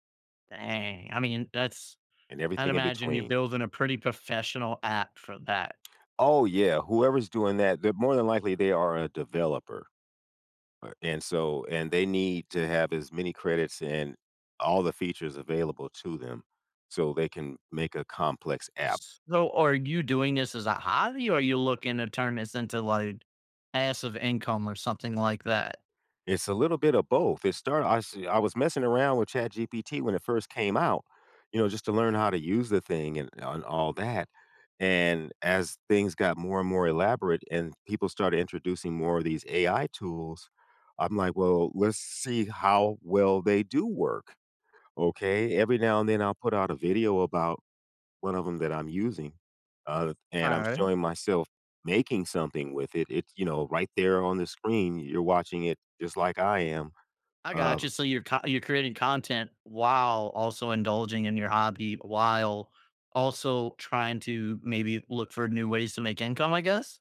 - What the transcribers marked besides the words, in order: none
- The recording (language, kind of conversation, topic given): English, unstructured, How can I let my hobbies sneak into ordinary afternoons?